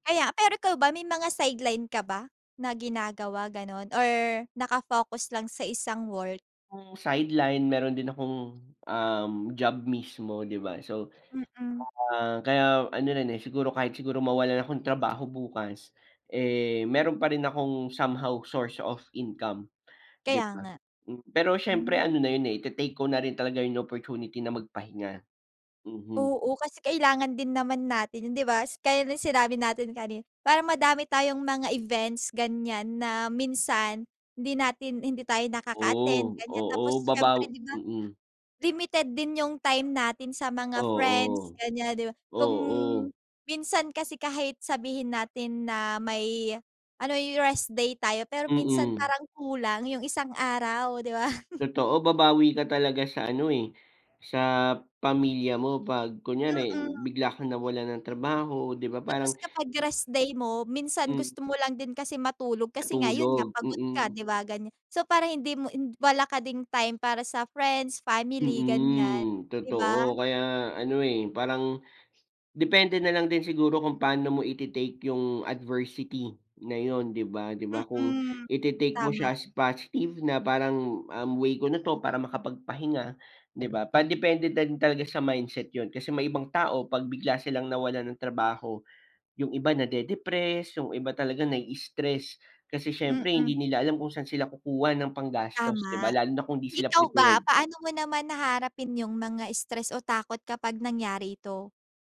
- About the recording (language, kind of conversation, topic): Filipino, unstructured, Ano ang gagawin mo kung bigla kang mawalan ng trabaho bukas?
- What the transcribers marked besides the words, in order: other background noise; in English: "somehow source of income"; tapping; chuckle